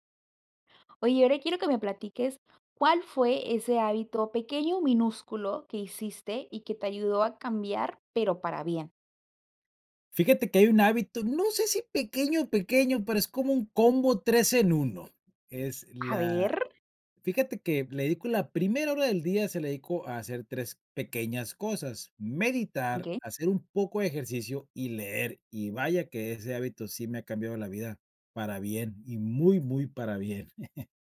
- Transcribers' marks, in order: laugh
- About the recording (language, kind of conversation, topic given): Spanish, podcast, ¿Qué hábito pequeño te ayudó a cambiar para bien?